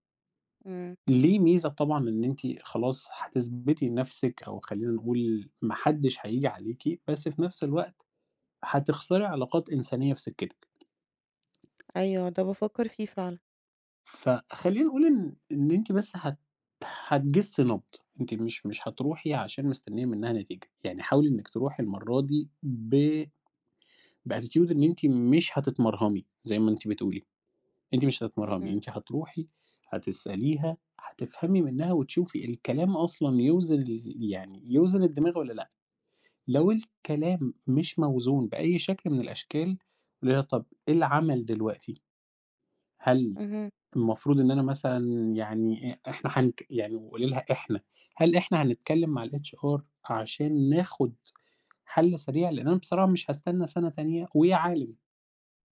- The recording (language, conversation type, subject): Arabic, advice, ازاي أتفاوض على زيادة في المرتب بعد سنين من غير ترقية؟
- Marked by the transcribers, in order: tapping; in English: "بattitude"; in English: "الHR"